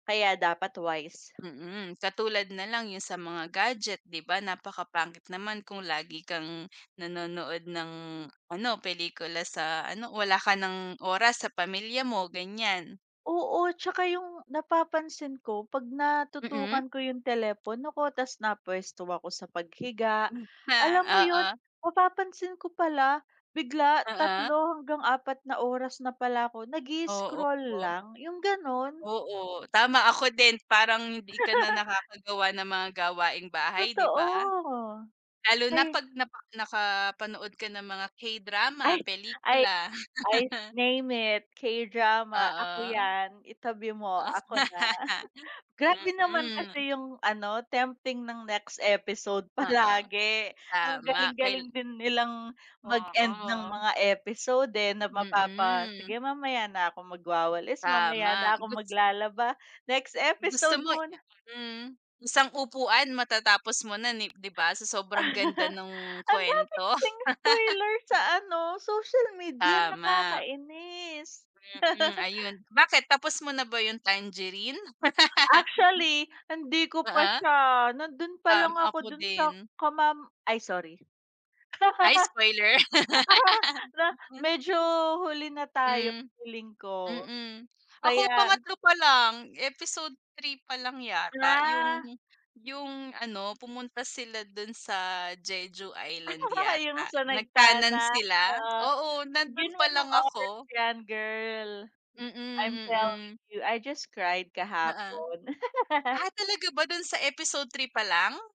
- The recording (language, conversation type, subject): Filipino, unstructured, Ano ang mga benepisyo ng pagkakaroon ng mga kagamitang pampatalino ng bahay sa iyong tahanan?
- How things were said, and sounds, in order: tapping; chuckle; laugh; in English: "name it"; giggle; giggle; laugh; in English: "tempting"; laughing while speaking: "palagi"; unintelligible speech; giggle; laugh; giggle; laugh; other noise; laugh; laughing while speaking: "Ah"; in English: "I'm telling you, I just cried"; laugh